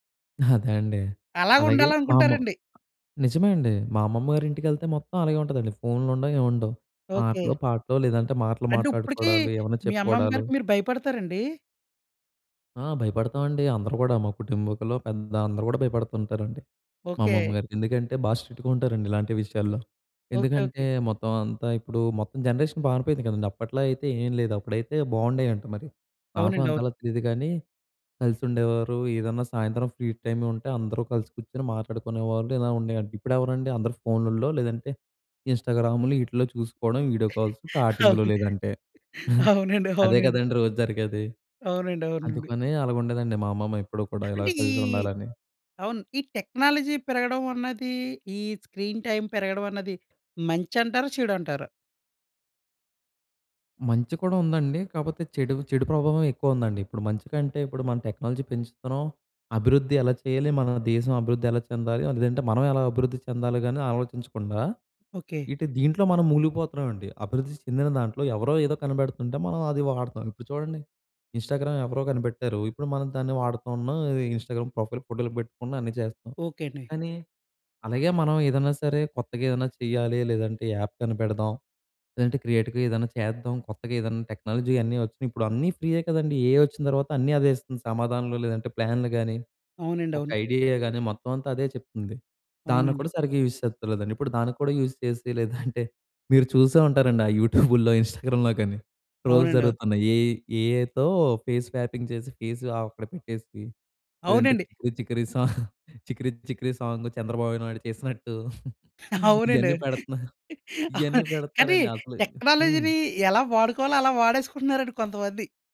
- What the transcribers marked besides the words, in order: tapping; in English: "స్ట్రిక్ట్‌గా"; in English: "జనరేషన్"; in English: "ఫ్రీ టైం"; laughing while speaking: "అవును. అవునండి, అవునండి"; in English: "వీడియో కాల్స్"; other noise; in English: "టెక్నాలజీ"; in English: "స్క్రీన్ టైం"; in English: "టెక్నాలజీ"; in English: "ఇన్‌స్టాగ్రామ్"; in English: "ఇన్‌స్టాగ్రామ్ ప్రొఫైల్"; in English: "యాప్"; in English: "క్రియేటి‌గా"; in English: "టెక్నాలజీ"; in English: "ఏ‌ఐ"; in English: "ఐడియా‌గా"; in English: "యూజ్"; in English: "యూజ్"; laughing while speaking: "యూట్యూబ్‌లో, ఇన్‌స్టాగ్రామ్‌లో"; in English: "యూట్యూబ్‌లో, ఇన్‌స్టాగ్రామ్‌లో"; in English: "ట్రోల్స్"; in English: "ఏ ఏ‌ఐతో ఫేస్ స్వాపింగ్"; in English: "ఫేస్"; other background noise; chuckle; in English: "సాంగ్"; in English: "సాంగ్"; laughing while speaking: "అవునండి. అవునం కానీ టెక్నాలజీ‌ని ఎలా వాడుకోవాలో అలా వాడేసుకుంటున్నారండి కొంతమంది"; laughing while speaking: "ఇయన్నీ పెడుతున్నారు, ఇవన్నీ పెడుతున్నారండి"; in English: "టెక్నాలజీ‌ని"
- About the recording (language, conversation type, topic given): Telugu, podcast, స్క్రీన్ టైమ్‌కు కుటుంబ రూల్స్ ఎలా పెట్టాలి?